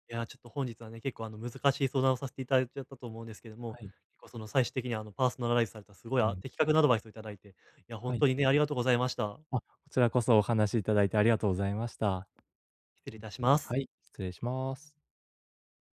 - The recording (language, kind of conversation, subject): Japanese, advice, 休むことを優先したいのに罪悪感が出てしまうとき、どうすれば罪悪感を減らせますか？
- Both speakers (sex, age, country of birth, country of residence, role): male, 20-24, Japan, Japan, user; male, 30-34, Japan, Japan, advisor
- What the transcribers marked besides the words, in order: other background noise; tapping